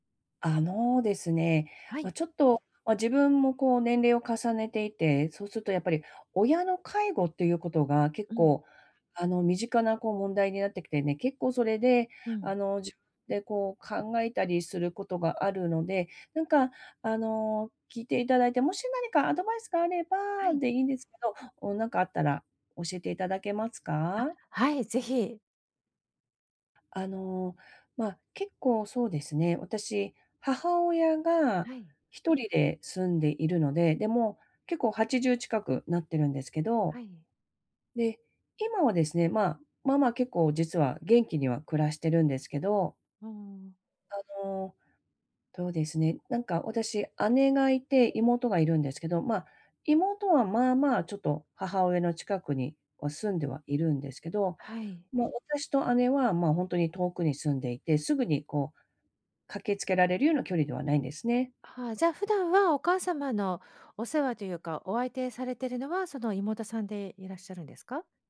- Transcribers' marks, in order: none
- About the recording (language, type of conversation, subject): Japanese, advice, 親の介護の負担を家族で公平かつ現実的に分担するにはどうすればよいですか？